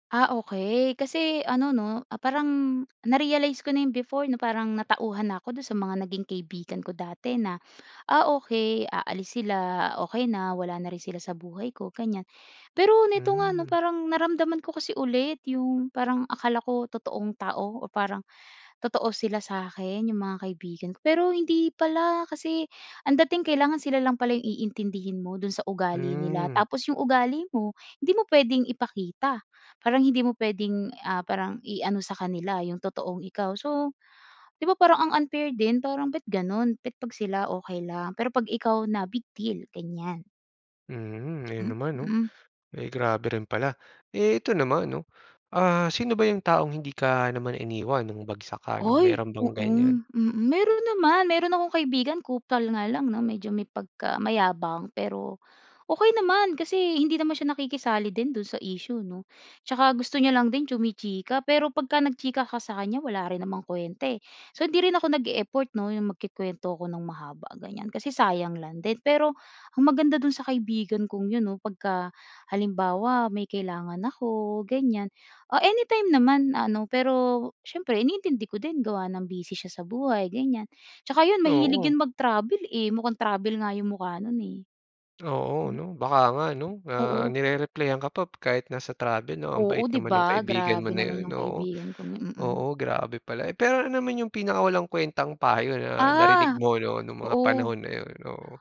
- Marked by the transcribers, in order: tapping
- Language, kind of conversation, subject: Filipino, podcast, Ano ang pinakamalaking aral na natutunan mo mula sa pagkabigo?